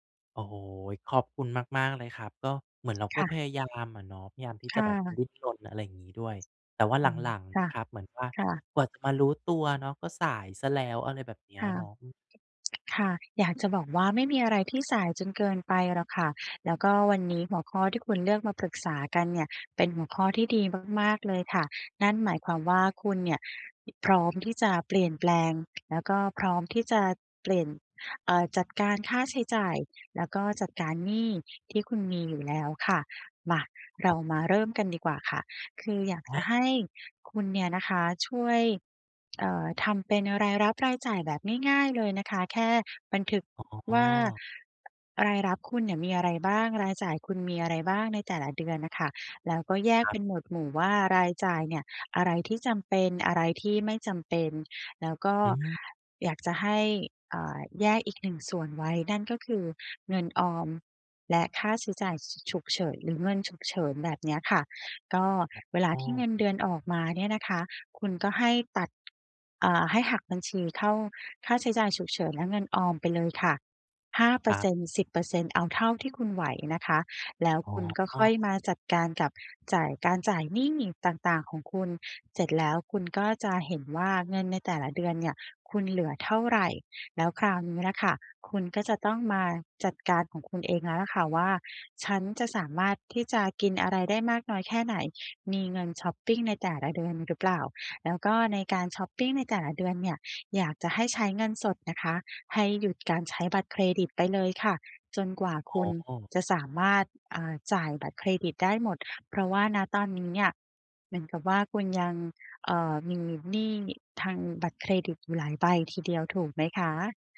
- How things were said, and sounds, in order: tapping
- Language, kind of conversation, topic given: Thai, advice, ฉันควรจัดการหนี้และค่าใช้จ่ายฉุกเฉินอย่างไรเมื่อรายได้ไม่พอ?